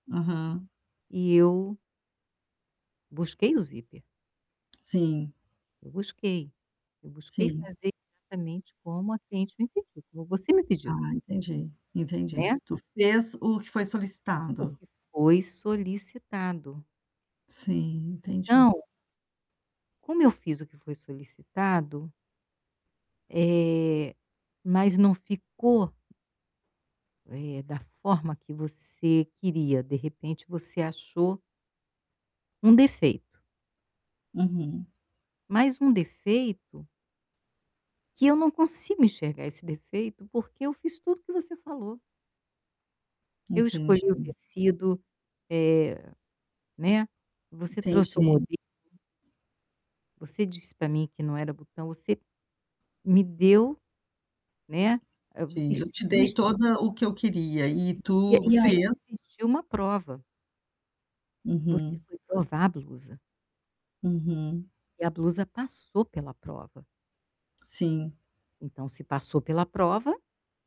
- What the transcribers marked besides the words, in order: static; tapping; distorted speech; other background noise
- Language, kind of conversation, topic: Portuguese, advice, Como posso começar a aceitar a imperfeição no meu trabalho para ganhar impulso criativo?